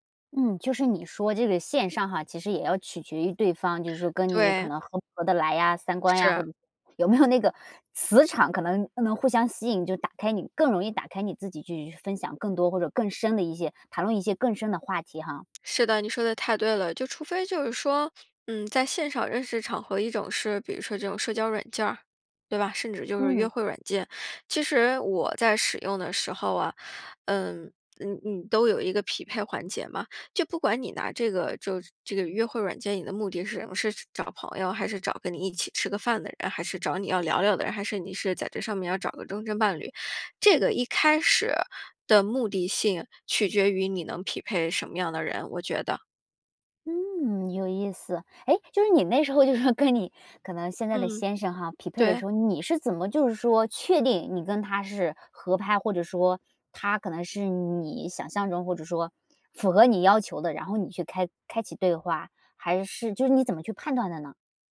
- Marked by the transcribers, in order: laughing while speaking: "有没有"; laughing while speaking: "就是说跟你"
- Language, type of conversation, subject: Chinese, podcast, 你会如何建立真实而深度的人际联系？